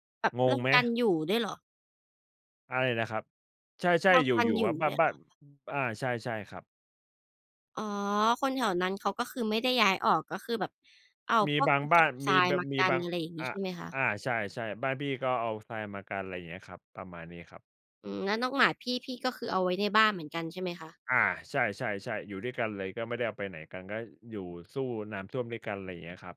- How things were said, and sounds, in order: none
- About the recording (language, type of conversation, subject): Thai, unstructured, สัตว์เลี้ยงช่วยให้คุณรู้สึกดีขึ้นได้อย่างไร?